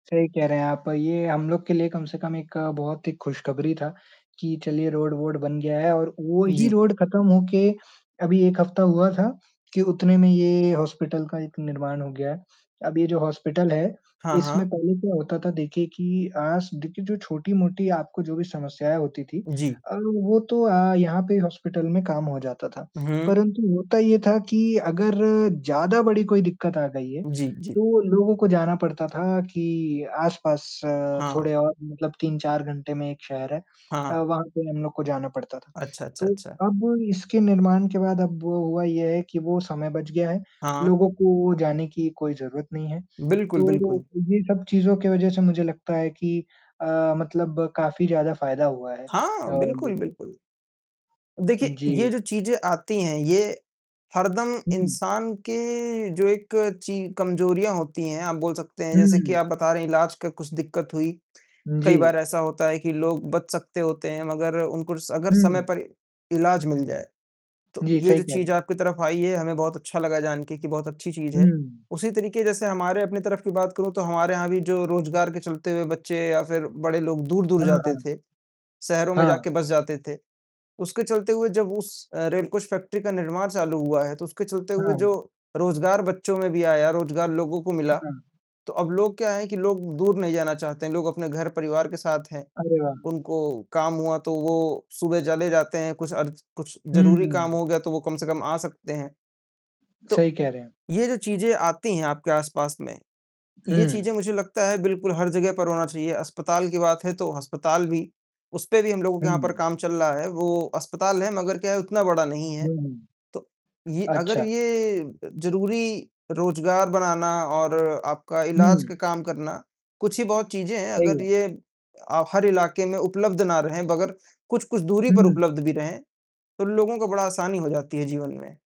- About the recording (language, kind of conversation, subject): Hindi, unstructured, आपके इलाके में हाल ही में कौन-सी खुशखबरी आई है?
- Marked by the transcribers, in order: static; distorted speech; mechanical hum; in English: "रोड"; in English: "रोड"; tapping